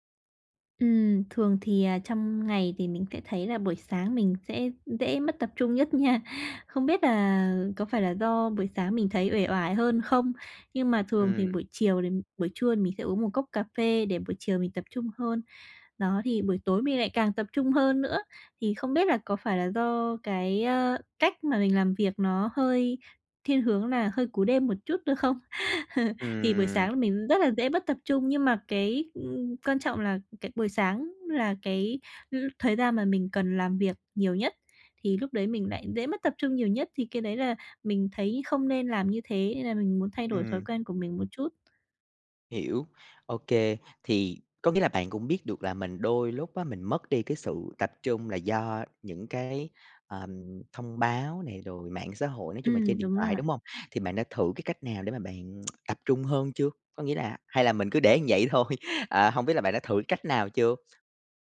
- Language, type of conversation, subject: Vietnamese, advice, Làm thế nào để duy trì sự tập trung lâu hơn khi học hoặc làm việc?
- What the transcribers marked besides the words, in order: laughing while speaking: "nha"; chuckle; other background noise; tapping; tsk; laughing while speaking: "thôi?"